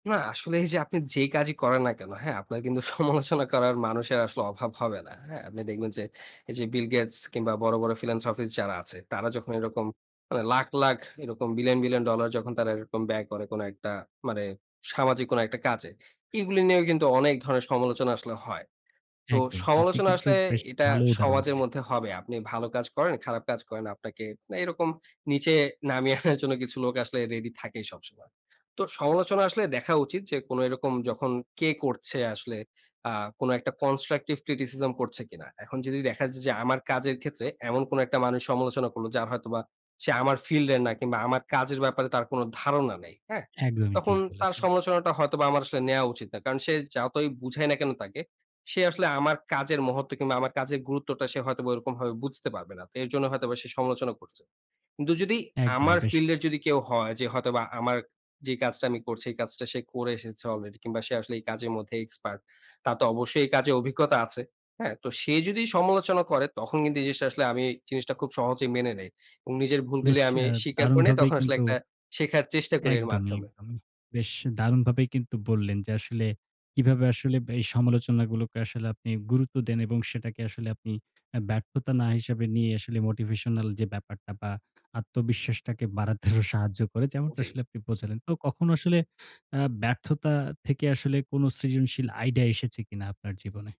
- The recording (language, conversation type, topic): Bengali, podcast, তোমার সৃজনশীলতা কীভাবে বেড়েছে?
- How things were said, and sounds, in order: laughing while speaking: "সমালোচনা"; in English: "ফিলান্থ্রপিস্ট"; laughing while speaking: "নামিয়ে আনার জন্য"; in English: "কনস্ট্রাকটিভ ক্রিটিসিজম"; "যতই" said as "যাওতই"; in English: "মোটিভেশনাল"; laughing while speaking: "আরো সাহায্য করে"